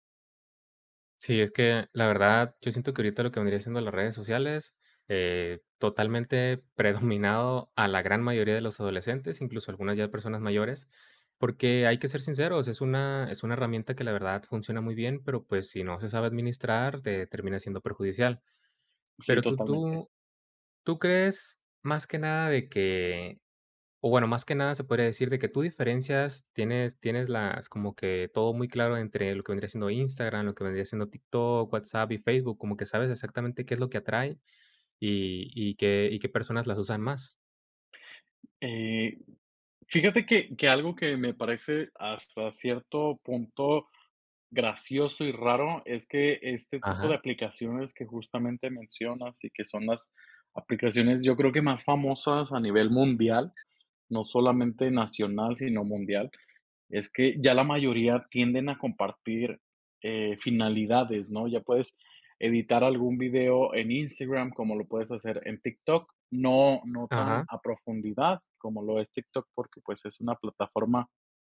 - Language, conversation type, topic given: Spanish, podcast, ¿Qué te gusta y qué no te gusta de las redes sociales?
- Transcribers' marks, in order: other background noise